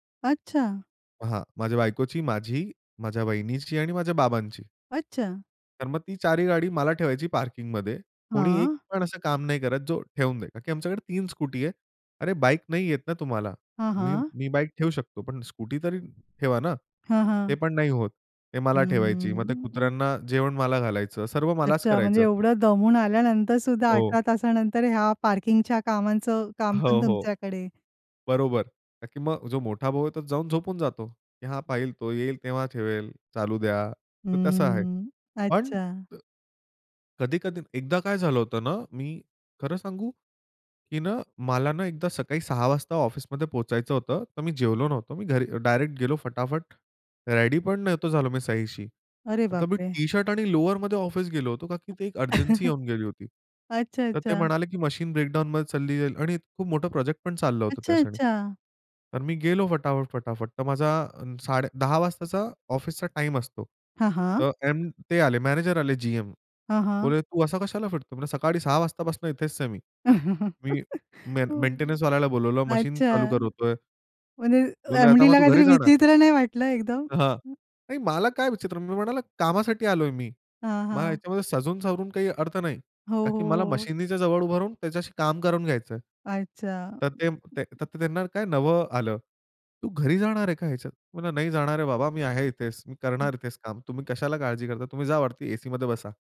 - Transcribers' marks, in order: other noise; singing: "हं, हं, हं, हं"; in English: "लोवरमध्ये"; in English: "अर्जन्सी"; chuckle; in English: "ब्रेकडाउनमध्ये"; anticipating: "अच्छा, अच्छा"; chuckle; laughing while speaking: "म्हणजे एम-डीला काहीतरी विचित्र नाही वाटलं एकदम?"; chuckle; "नवलं" said as "नवं"
- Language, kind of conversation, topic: Marathi, podcast, शरीराला विश्रांतीची गरज आहे हे तुम्ही कसे ठरवता?